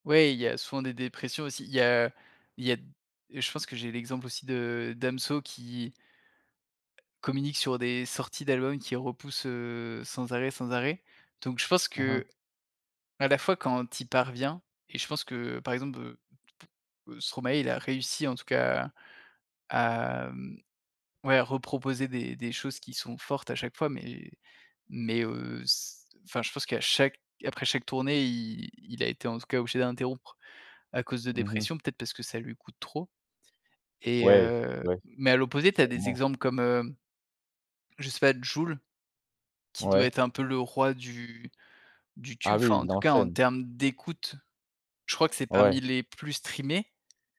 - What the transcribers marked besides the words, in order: tapping
- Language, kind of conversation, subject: French, podcast, Pourquoi, selon toi, une chanson devient-elle un tube ?